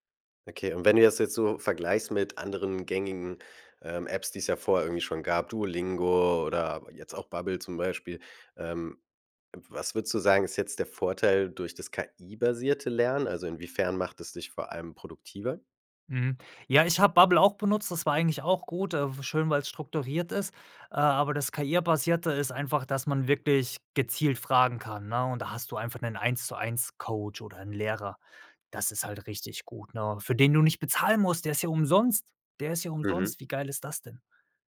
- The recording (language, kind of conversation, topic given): German, podcast, Welche Apps machen dich im Alltag wirklich produktiv?
- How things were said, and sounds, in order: stressed: "bezahlen"; stressed: "umsonst"